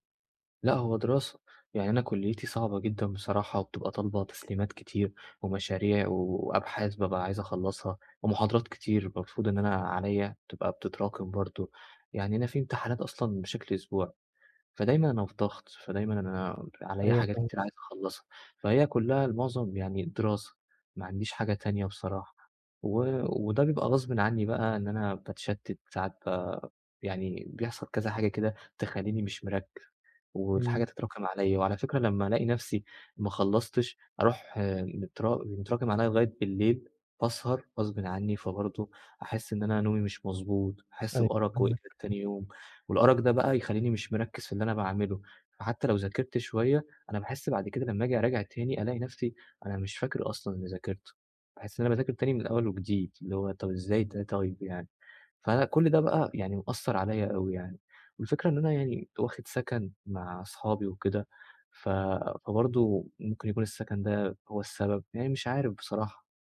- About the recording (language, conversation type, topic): Arabic, advice, إزاي أتعامل مع التشتت الذهني اللي بيتكرر خلال يومي؟
- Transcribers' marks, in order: unintelligible speech; tapping; other noise